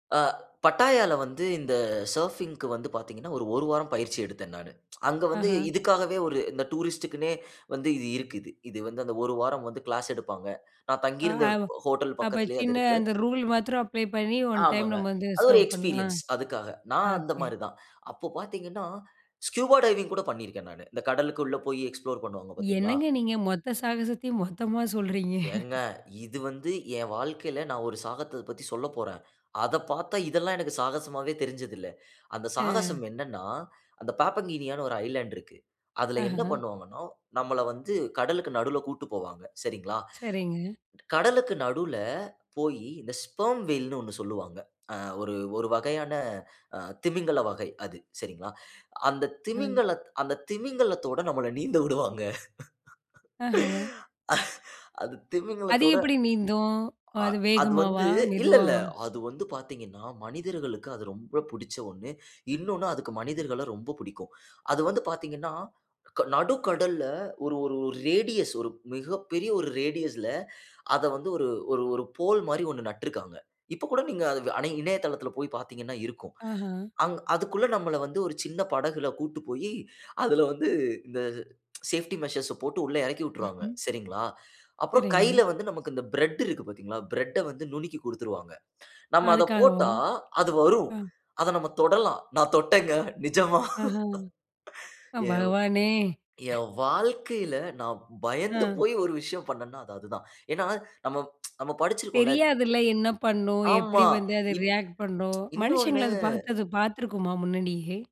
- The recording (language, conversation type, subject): Tamil, podcast, பயணத்தில் நீங்கள் அனுபவித்த மறக்கமுடியாத சாகசம் என்ன?
- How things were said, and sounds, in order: in English: "சர்ஃபிங்க்கு"; in English: "டூரிஸ்ட்க்குன்னே"; in English: "ரூல்"; in English: "அப்ளை"; in English: "ஒன் டைம்"; in English: "எக்ஸ்பீரியன்ஸ்"; in English: "சர்வ்"; in English: "ஸ்கூபா டைவிங்"; in English: "எக்ஸ்ப்ளோர்"; other noise; "சாகசத்த" said as "சாகத்தத"; in English: "ஐலேண்ட்"; in English: "ஸ்பெர்ம் வேல்ன்னு"; laugh; in English: "ரேடியஸ்"; in English: "ரேடியஸ்ல"; in English: "போல்"; in English: "சேஃப்டி மெஷர்ஸ்ஸ"; afraid: "ஆஹ. பகவானே!"; laughing while speaking: "தொட்டேங்க நிஜமா"; laugh; in English: "ரியாக்ட்"